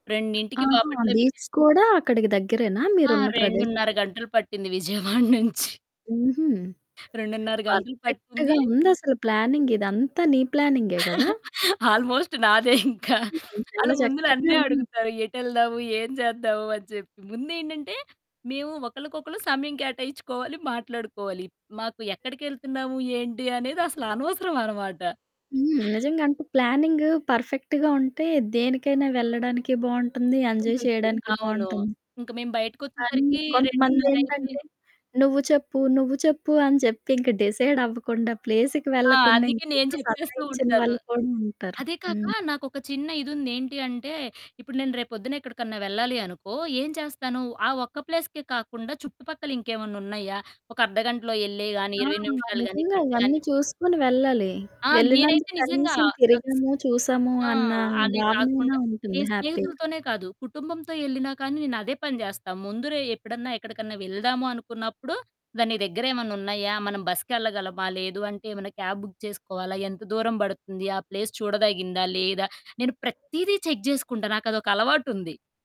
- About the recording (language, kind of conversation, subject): Telugu, podcast, పాత స్నేహితులను మళ్లీ సంప్రదించడానికి సరైన మొదటి అడుగు ఏమిటి?
- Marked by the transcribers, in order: other background noise; in English: "బీచ్"; distorted speech; laughing while speaking: "విజయవాడ నుంచి"; in English: "పర్ఫెక్ట్‌గా"; in English: "ప్లానింగ్"; laughing while speaking: "ఆల్మోస్ట్ నాదే ఇంకా"; in English: "ఆల్మోస్ట్"; in English: "పర్ఫెక్ట్‌గా"; in English: "ఎంజాయ్"; in English: "డిసైడ్"; in English: "ప్లేస్‌కి"; in English: "ప్లేస్‌కే"; static; in English: "హ్యాపీగా"; "ముందురోజే" said as "ముందురోయి"; in English: "క్యాబ్ బుక్"; in English: "ప్లేస్"; in English: "చెక్"